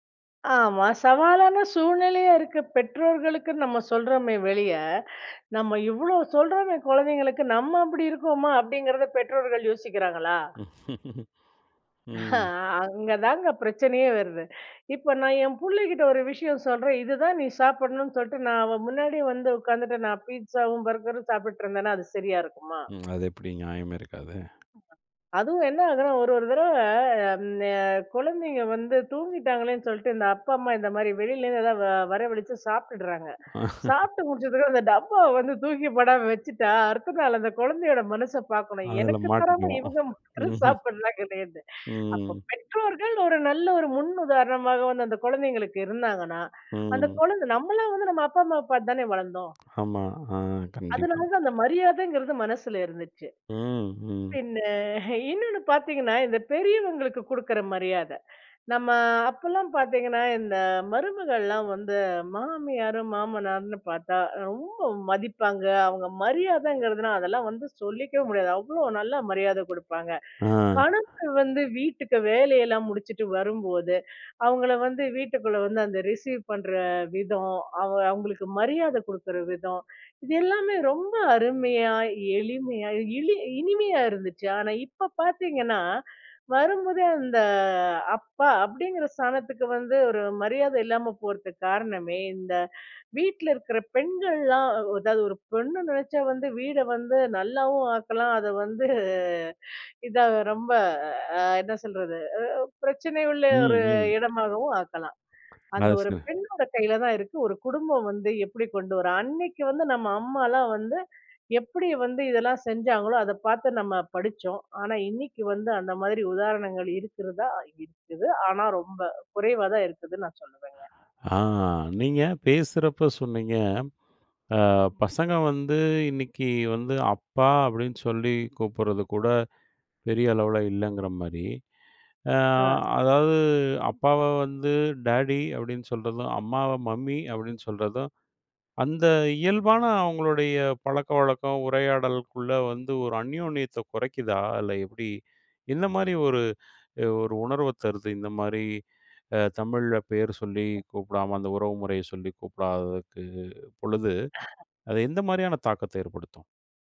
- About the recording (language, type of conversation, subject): Tamil, podcast, இப்போது பெற்றோரும் பிள்ளைகளும் ஒருவருடன் ஒருவர் பேசும் முறை எப்படி இருக்கிறது?
- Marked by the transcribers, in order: laugh; other noise; other background noise; chuckle; laughing while speaking: "அந்த டப்பாவ வந்து தூக்கி போடாம வச்சுட்டா, அடுத்த நாள்"; laughing while speaking: "எனக்கு தராம இவங்க மட்டும் சாப்பிடறாங்களேனு"; chuckle